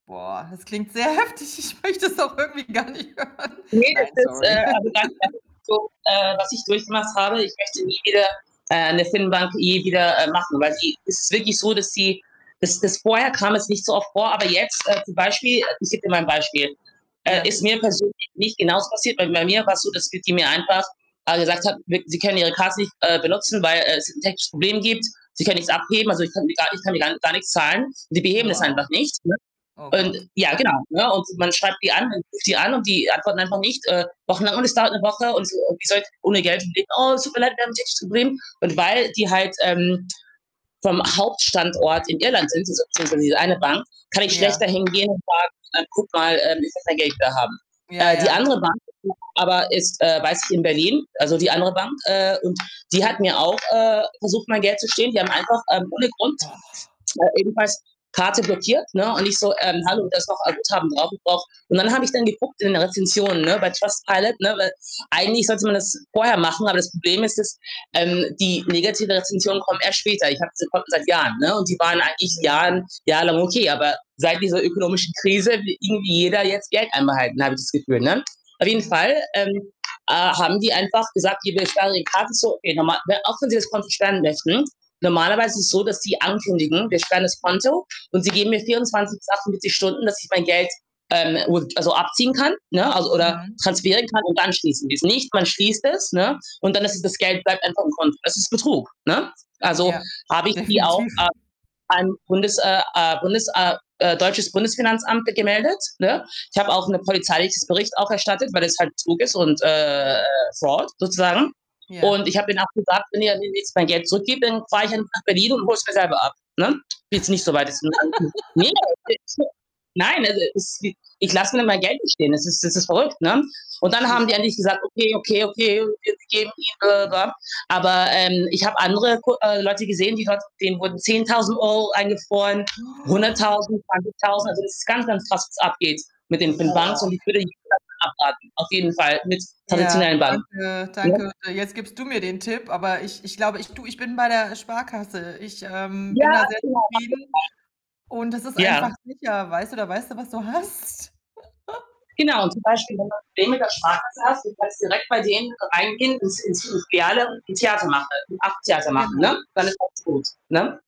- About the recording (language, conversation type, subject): German, advice, Wie kann ich eine gute Übersicht über meine Konten bekommen und das Sparen automatisch einrichten?
- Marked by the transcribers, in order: laughing while speaking: "sehr heftig. Ich möchte es auch irgendwie gar nicht hören"; distorted speech; laugh; other background noise; unintelligible speech; unintelligible speech; unintelligible speech; tapping; unintelligible speech; in English: "Fraud"; unintelligible speech; laugh; unintelligible speech; unintelligible speech; unintelligible speech; gasp; "Banken" said as "Banks"; unintelligible speech; laughing while speaking: "hast"; chuckle; unintelligible speech